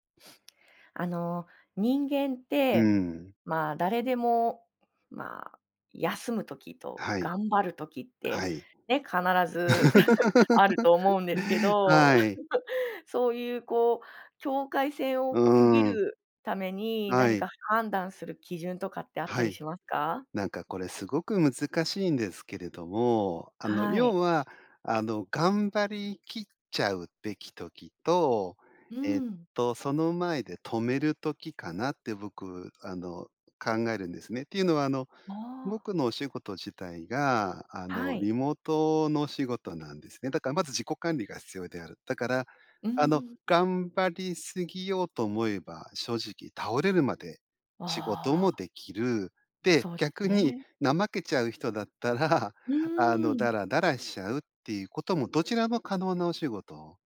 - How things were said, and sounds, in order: laugh
- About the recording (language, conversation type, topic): Japanese, podcast, 休むべきときと頑張るべきときは、どう判断すればいいですか？